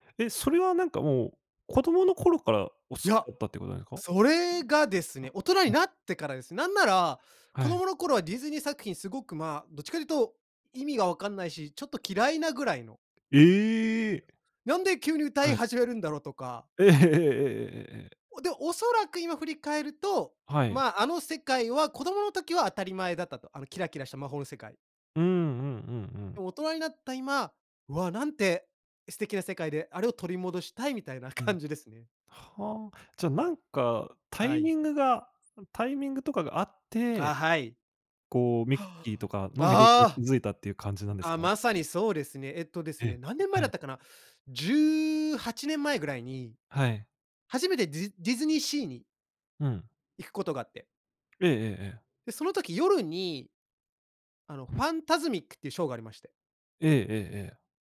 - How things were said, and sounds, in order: unintelligible speech; tapping; laughing while speaking: "ええ"; laugh
- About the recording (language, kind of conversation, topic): Japanese, podcast, 好きなキャラクターの魅力を教えてくれますか？